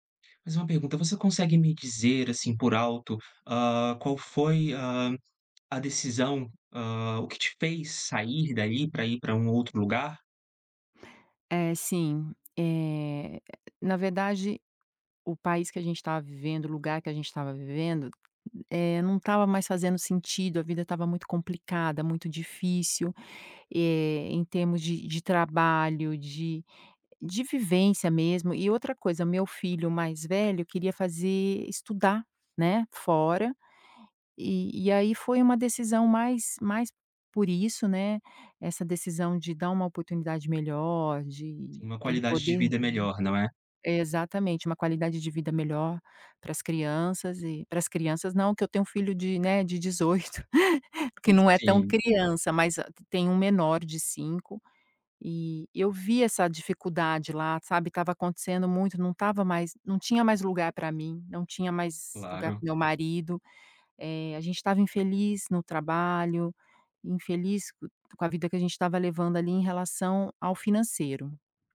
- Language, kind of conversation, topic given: Portuguese, advice, Como lidar com a culpa por deixar a família e os amigos para trás?
- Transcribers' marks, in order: other background noise; tapping; laughing while speaking: "dezoito"